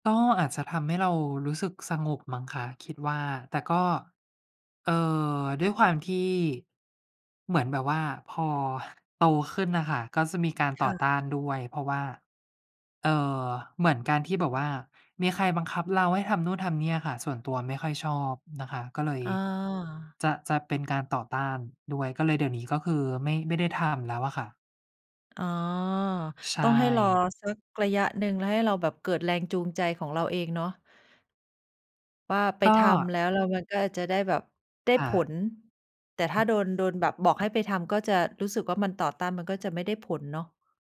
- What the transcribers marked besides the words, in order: other background noise
- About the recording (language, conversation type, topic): Thai, unstructured, คุณมีวิธีจัดการกับความเครียดอย่างไร?
- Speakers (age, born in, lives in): 45-49, Thailand, Thailand; 60-64, Thailand, Thailand